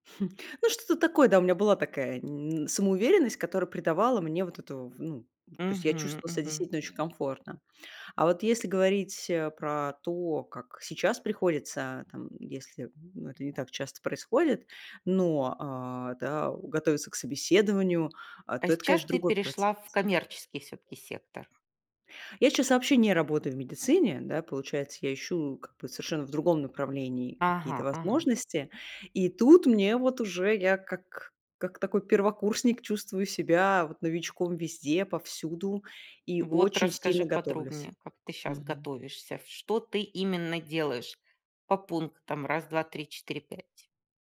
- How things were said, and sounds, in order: chuckle
- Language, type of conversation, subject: Russian, podcast, Как вы обычно готовитесь к собеседованию?